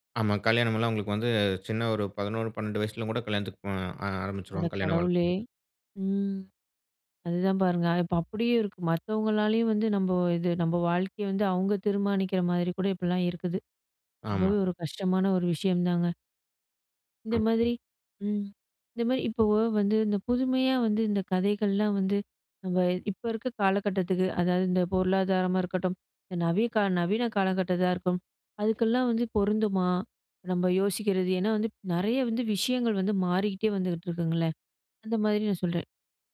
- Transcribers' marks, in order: other background noise; surprised: "அட கடவுளே!"; other noise
- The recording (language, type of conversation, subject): Tamil, podcast, புதுமையான கதைகளை உருவாக்கத் தொடங்குவது எப்படி?